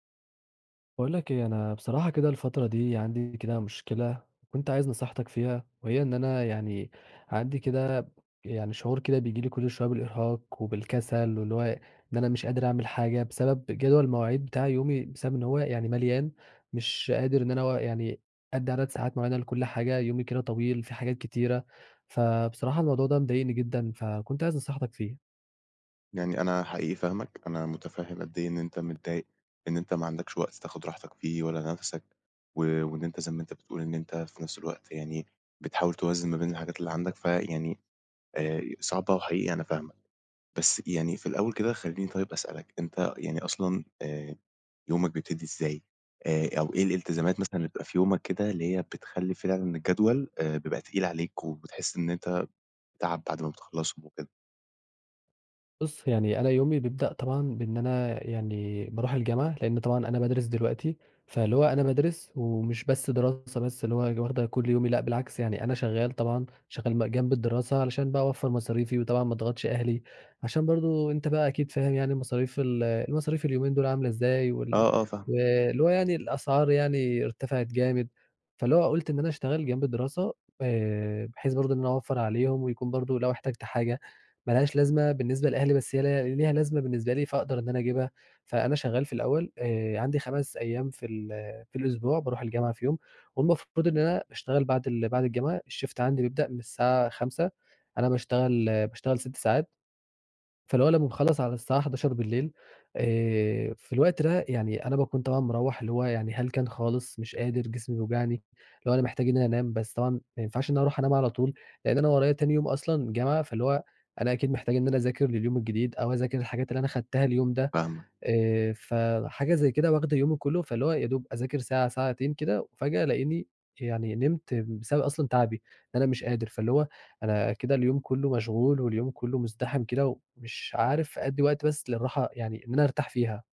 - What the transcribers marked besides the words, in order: in English: "الshift"
- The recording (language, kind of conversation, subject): Arabic, advice, إيه اللي بيخليك تحس بإرهاق من كتر المواعيد ومفيش وقت تريح فيه؟